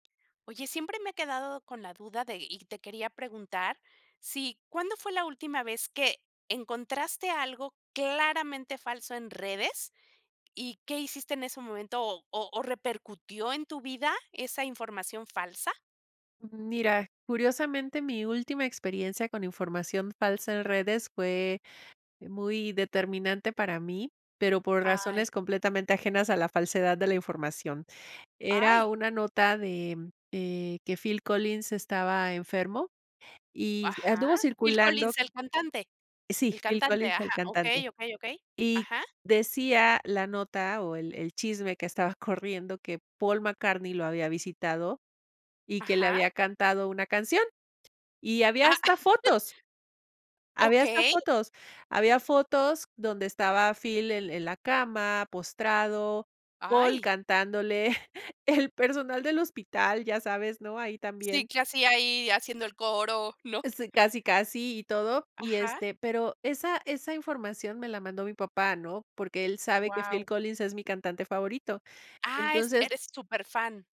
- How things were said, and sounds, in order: laugh; chuckle
- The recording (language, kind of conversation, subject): Spanish, podcast, ¿Qué haces cuando ves información falsa en internet?